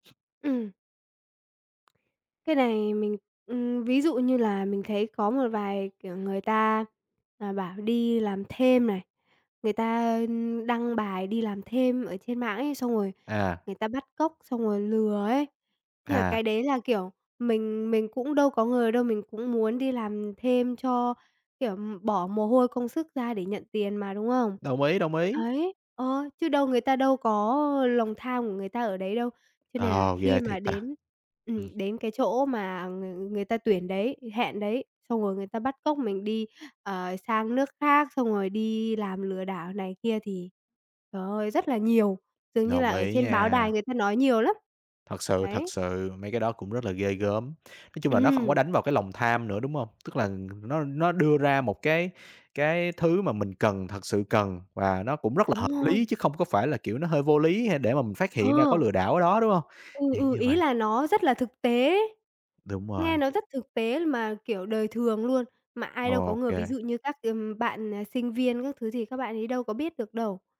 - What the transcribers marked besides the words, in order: tapping
- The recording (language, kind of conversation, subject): Vietnamese, podcast, Bạn có thể kể về lần bạn bị lừa trên mạng và bài học rút ra từ đó không?